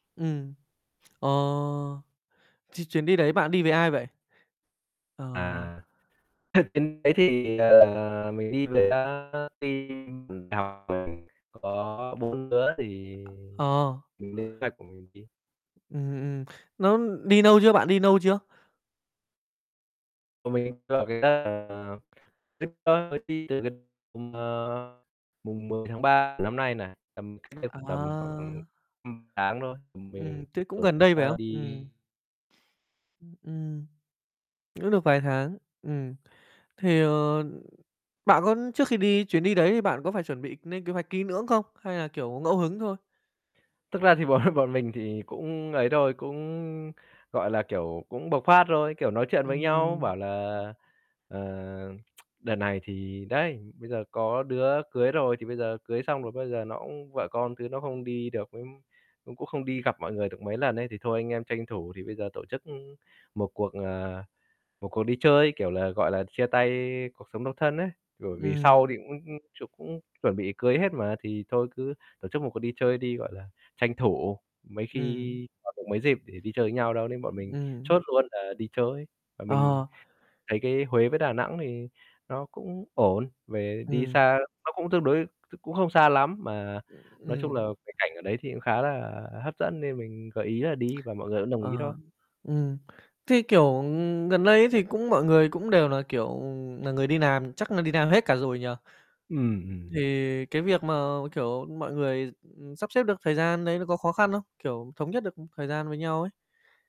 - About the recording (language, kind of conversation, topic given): Vietnamese, podcast, Chuyến đi đáng nhớ nhất của bạn là chuyến đi nào?
- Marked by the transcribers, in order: other background noise; distorted speech; unintelligible speech; static; unintelligible speech; in English: "team"; tapping; unintelligible speech; unintelligible speech; "lưỡng" said as "nưỡng"; laughing while speaking: "bọn"; tsk; unintelligible speech; other noise; "làm" said as "nàm"; "làm" said as "nàm"